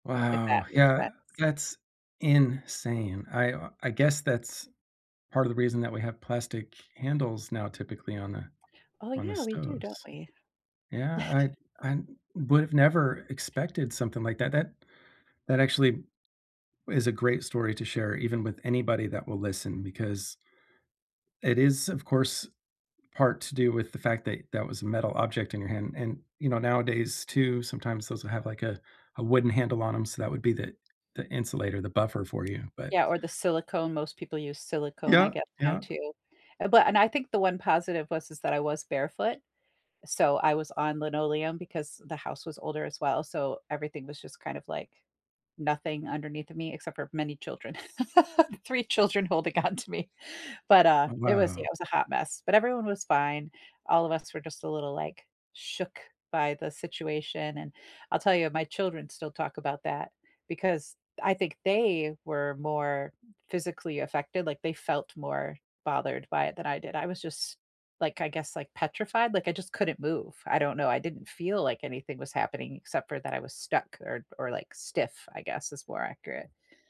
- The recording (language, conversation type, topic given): English, unstructured, What’s a childhood memory that always makes you smile?
- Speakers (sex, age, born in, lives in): female, 45-49, United States, United States; male, 45-49, United States, United States
- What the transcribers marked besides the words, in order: chuckle; tapping; other background noise; laugh; stressed: "they"